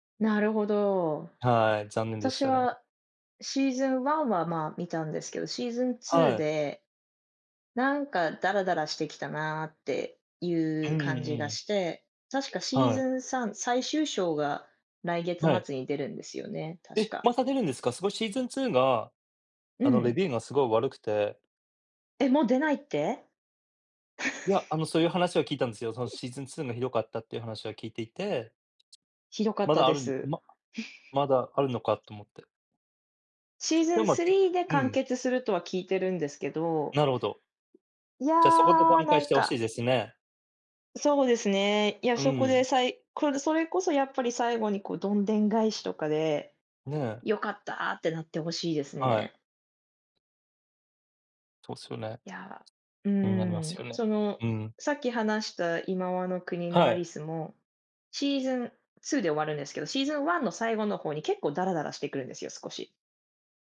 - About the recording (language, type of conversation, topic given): Japanese, unstructured, 今までに観た映画の中で、特に驚いた展開は何ですか？
- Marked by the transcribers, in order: chuckle; other background noise; chuckle; tapping